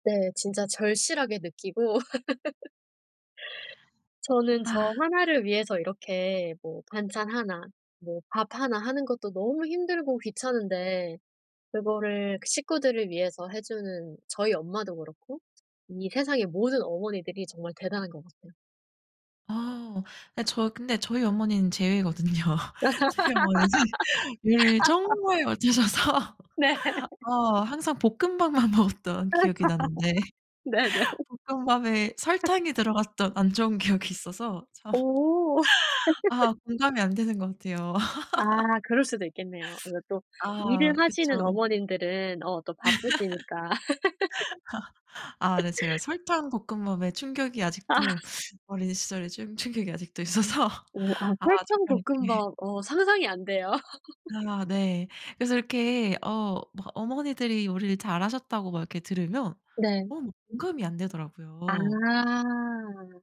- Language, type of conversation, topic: Korean, podcast, 어릴 적 밥상에서 기억에 남는 게 있나요?
- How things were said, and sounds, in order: laugh; other background noise; laugh; laughing while speaking: "제외거든요. 저희 어머니는"; laugh; laughing while speaking: "네"; laugh; laughing while speaking: "못하셔서"; laughing while speaking: "볶음밥만 먹었던"; laugh; laughing while speaking: "네네"; laugh; laugh; laugh; laugh; teeth sucking; laughing while speaking: "있어서"; laugh